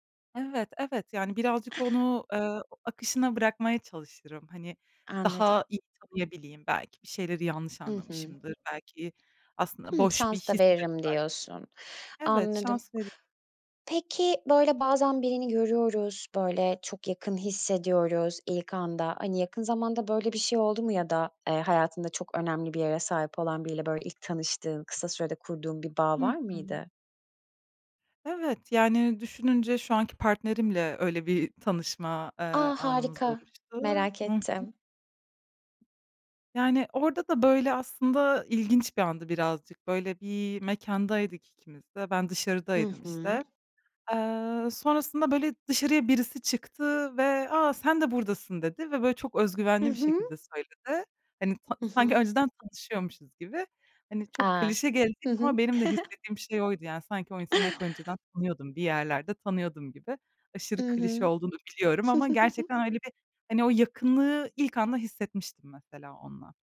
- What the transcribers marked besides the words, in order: tapping; chuckle; chuckle
- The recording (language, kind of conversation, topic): Turkish, podcast, Yeni tanıştığın biriyle hızlı bağ kurmak için ne yaparsın?